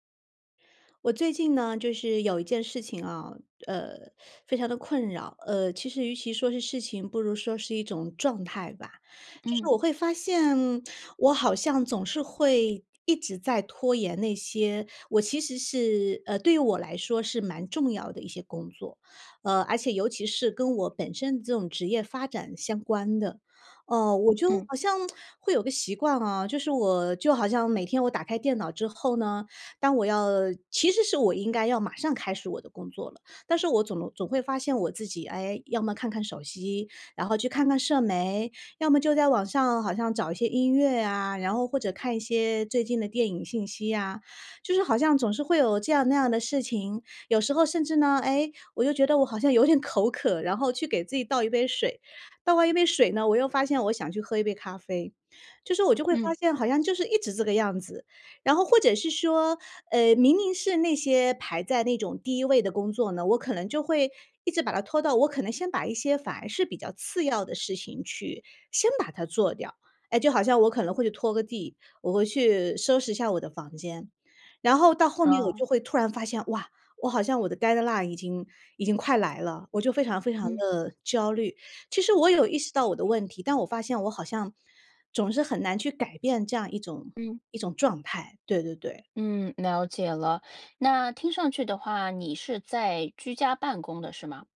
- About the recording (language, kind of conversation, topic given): Chinese, advice, 我总是拖延重要任务、迟迟无法开始深度工作，该怎么办？
- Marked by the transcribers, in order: other background noise; lip smack; in English: "deadline"; other noise